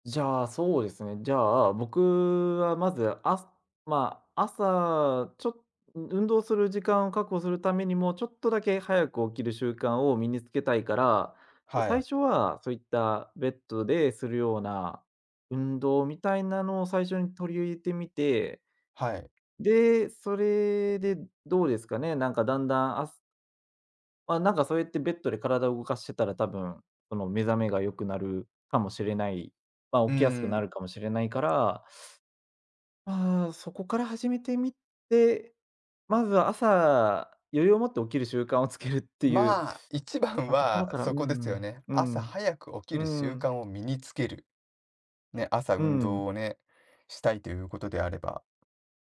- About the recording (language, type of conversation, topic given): Japanese, advice, 朝の運動習慣が続かない
- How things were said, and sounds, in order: tapping